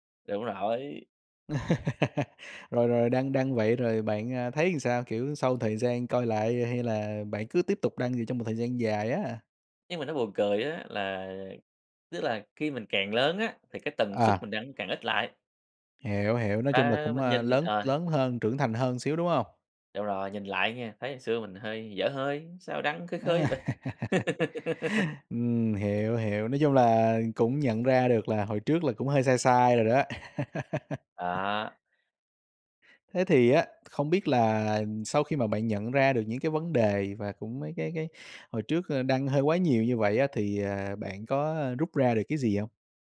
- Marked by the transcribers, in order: laugh; tapping; other background noise; chuckle; laugh; chuckle
- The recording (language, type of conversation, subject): Vietnamese, podcast, Bạn chọn đăng gì công khai, đăng gì để riêng tư?